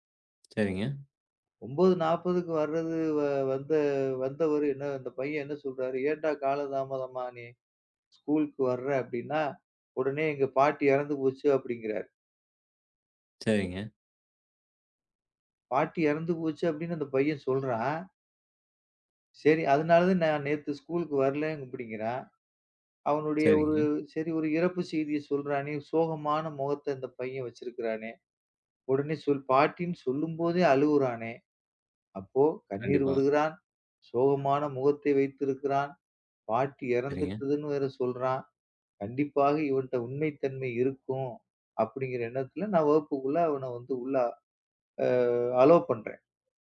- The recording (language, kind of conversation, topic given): Tamil, podcast, நேர்மை நம்பிக்கையை உருவாக்குவதில் எவ்வளவு முக்கியம்?
- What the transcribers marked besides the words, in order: in English: "ஸ்கூல்க்கு"; in English: "அலோவ்"